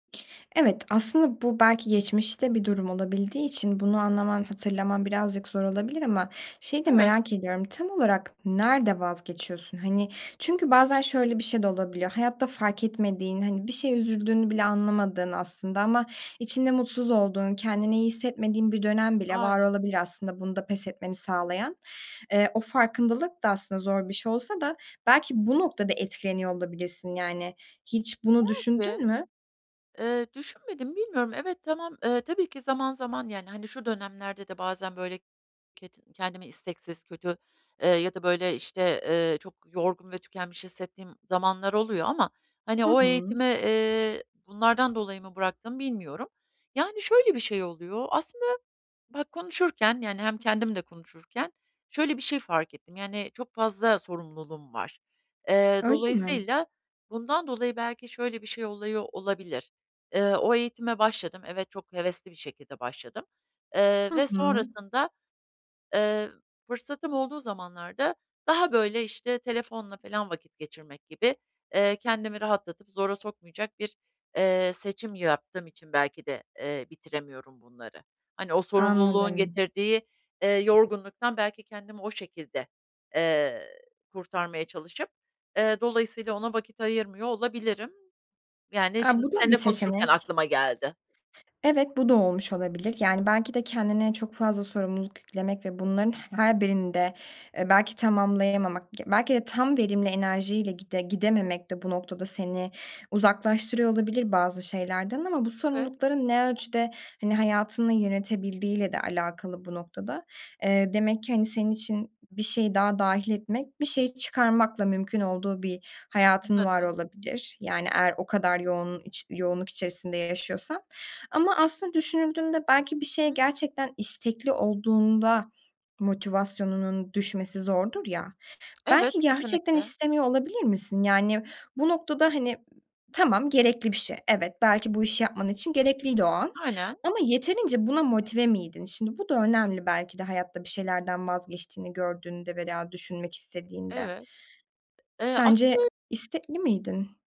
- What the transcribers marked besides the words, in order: stressed: "nerede"; tapping; other background noise; other noise
- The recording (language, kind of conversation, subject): Turkish, advice, Bir projeye başlıyorum ama bitiremiyorum: bunu nasıl aşabilirim?